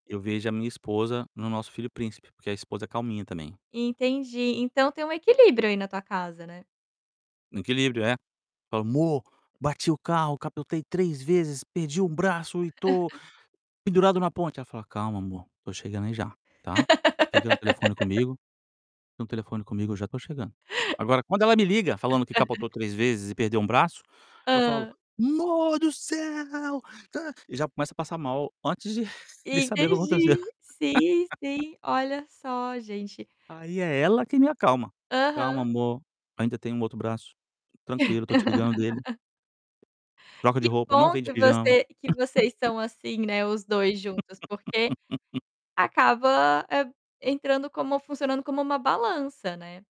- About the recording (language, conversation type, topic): Portuguese, podcast, Como você costuma lidar com a ansiedade quando ela aparece?
- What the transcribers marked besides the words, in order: chuckle; laugh; laugh; put-on voice: "amor do céu, dã"; joyful: "Entendi, sim, sim, olha só gente"; laugh; laugh; tapping; laugh